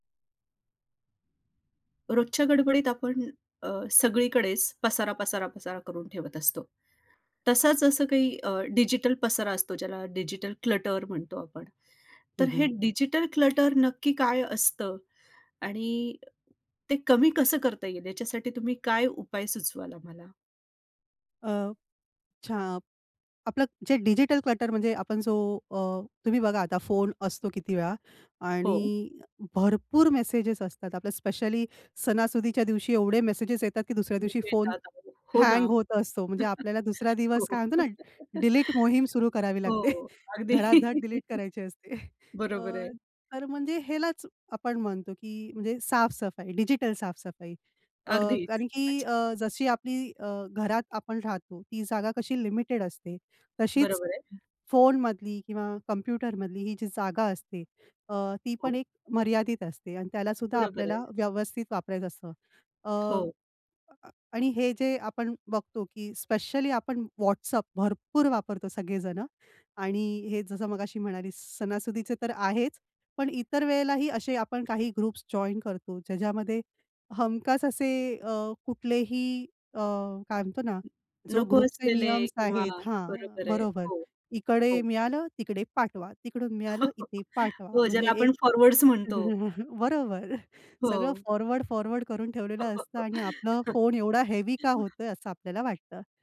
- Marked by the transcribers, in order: in English: "डिजिटल क्लटर"; in English: "डिजिटल क्लटर"; in English: "डिजिटल क्लटर"; in English: "स्पेशली"; unintelligible speech; in English: "हँग"; laughing while speaking: "हो"; laughing while speaking: "अगदी"; laugh; chuckle; laughing while speaking: "असते"; in English: "लिमिटेड"; in English: "स्पेशली"; stressed: "भरपूर"; in English: "ग्रुप्स जॉइन"; in English: "ग्रुपचे"; chuckle; in English: "फॉरवर्ड्स"; laughing while speaking: "बरोबर"; laugh; in English: "हेवी"
- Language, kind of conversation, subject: Marathi, podcast, डिजिटल गोंधळ कमी करण्यासाठी तुम्ही नेहमी काय करता?